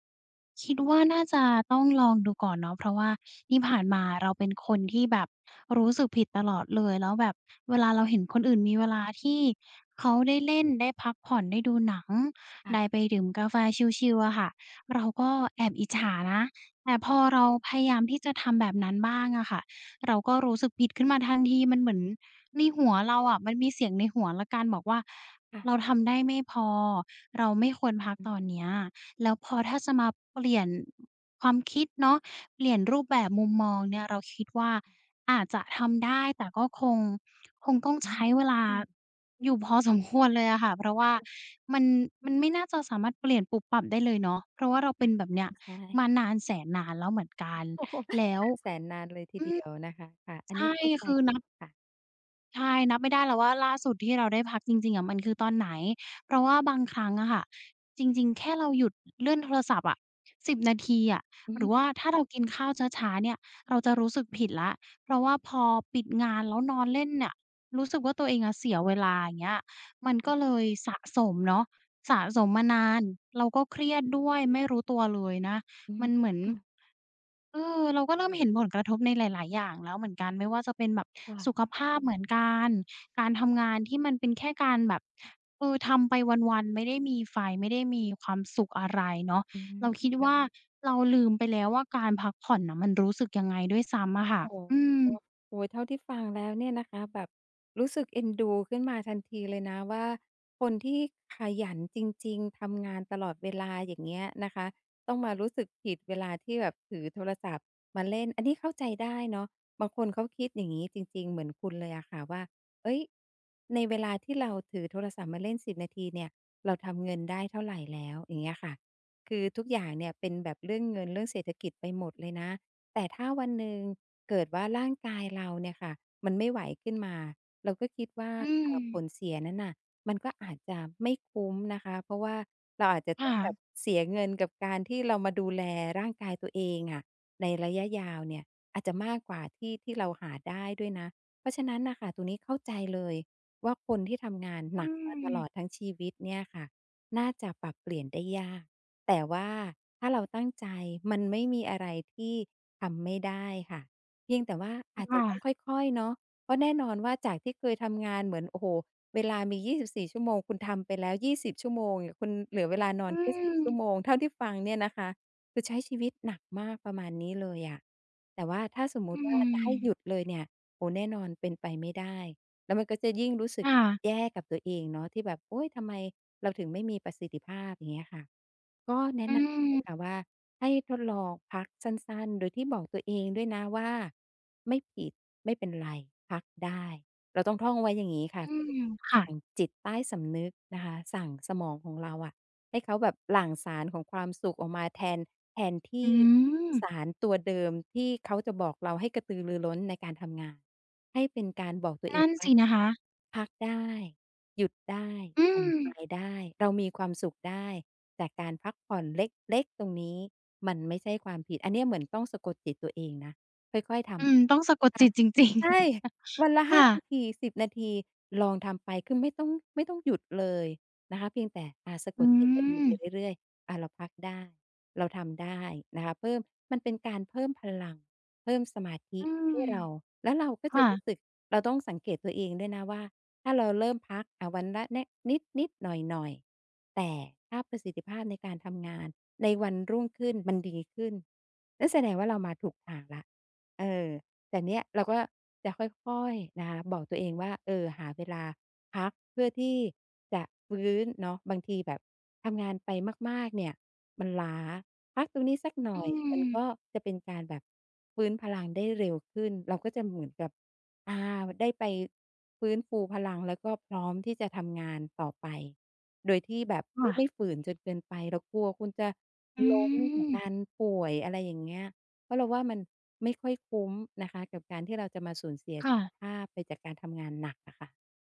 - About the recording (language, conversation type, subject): Thai, advice, ทำไมฉันถึงรู้สึกผิดเวลาให้ตัวเองได้พักผ่อน?
- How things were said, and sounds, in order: tapping; laughing while speaking: "โอ้"; chuckle